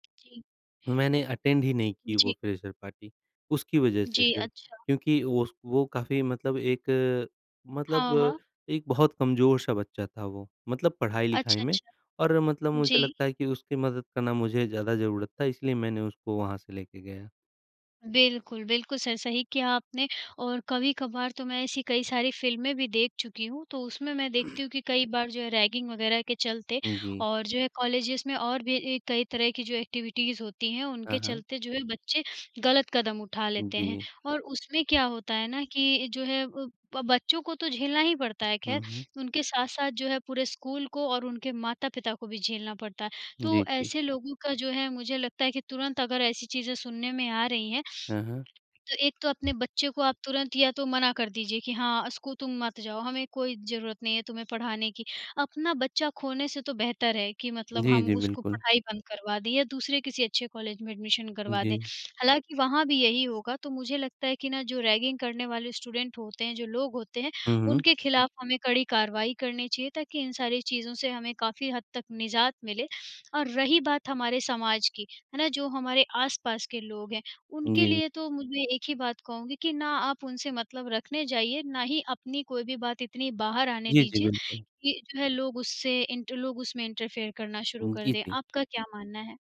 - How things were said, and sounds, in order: in English: "अटेंड"; in English: "फ्रेशर पार्टी"; in English: "सर"; throat clearing; in English: "कॉलेजेस"; in English: "एक्टिविटीज़"; sniff; tapping; in English: "एडमिशन"; in English: "स्टूडेंट"; in English: "इंटरफेयर"
- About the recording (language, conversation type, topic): Hindi, unstructured, क्या तनाव को कम करने के लिए समाज में बदलाव जरूरी है?